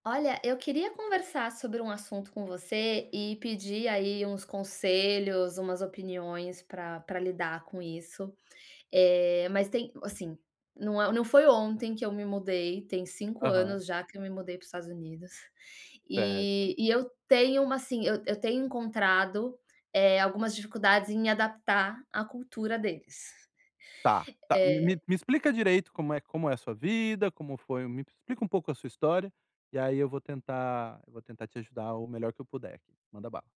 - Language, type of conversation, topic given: Portuguese, advice, Como posso preservar meus relacionamentos durante a adaptação a outra cultura?
- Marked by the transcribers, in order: none